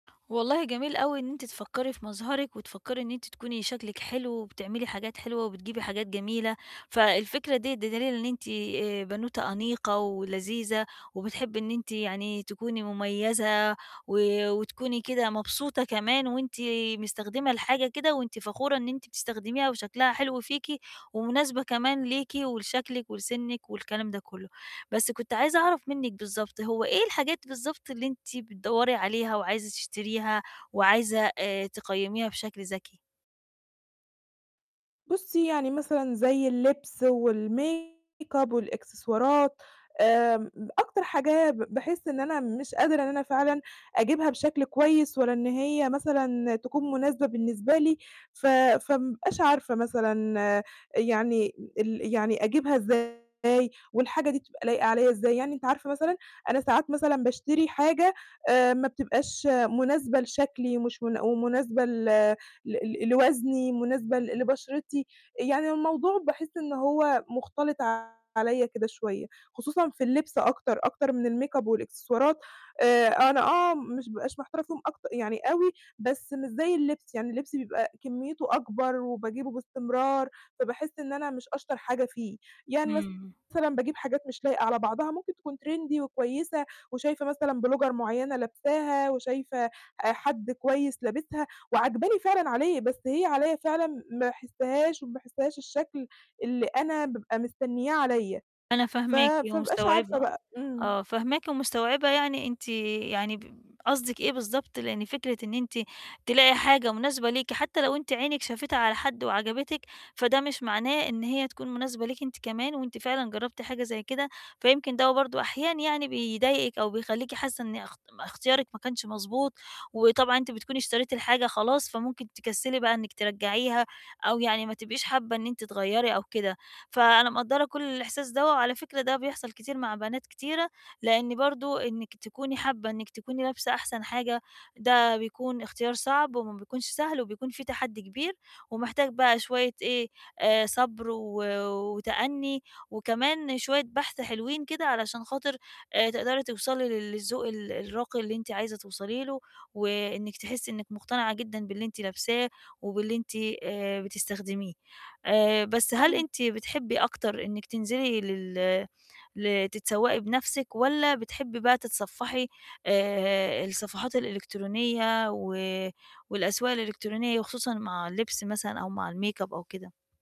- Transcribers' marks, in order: distorted speech; in English: "والmake up"; in English: "الmake up"; in English: "Trendy"; in English: "Blogger"; in English: "الmake up"
- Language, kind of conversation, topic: Arabic, advice, إزاي أتعلم أتسوق بذكاء عشان أشتري منتجات جودتها كويسة وسعرها مناسب؟